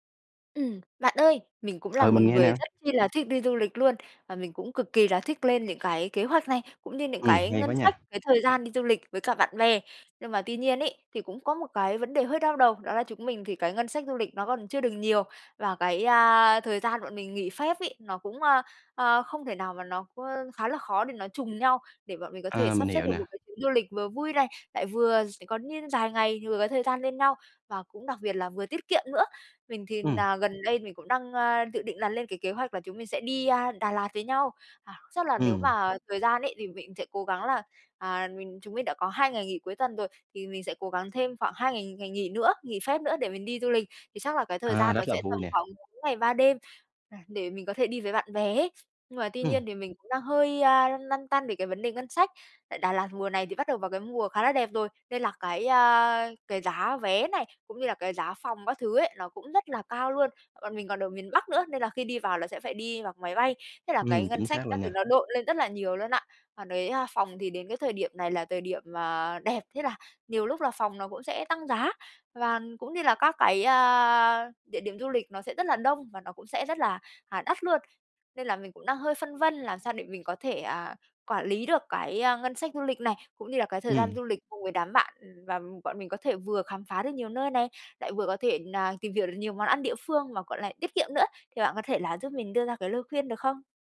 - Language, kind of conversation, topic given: Vietnamese, advice, Làm sao quản lý ngân sách và thời gian khi du lịch?
- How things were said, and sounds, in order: tapping; other background noise; drawn out: "a"